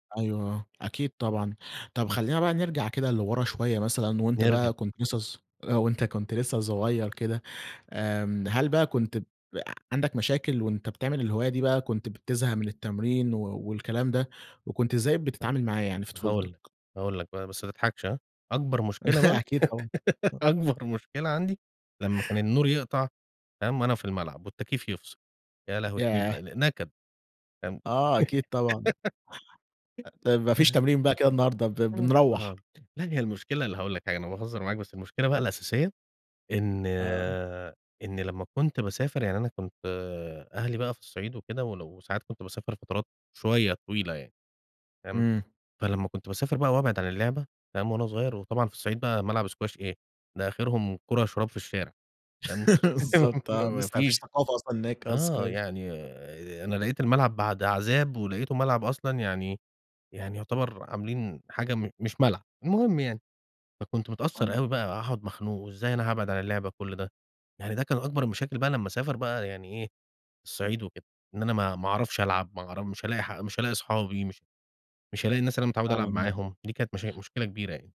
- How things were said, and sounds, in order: chuckle; giggle; laughing while speaking: "أكبر مشكلة"; giggle; laugh; laughing while speaking: "بالضبط، آه"; laughing while speaking: "ما ما فيش"
- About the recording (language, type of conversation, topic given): Arabic, podcast, إزاي شايف تأثير هواياتك وإنت صغير على حياتك دلوقتي؟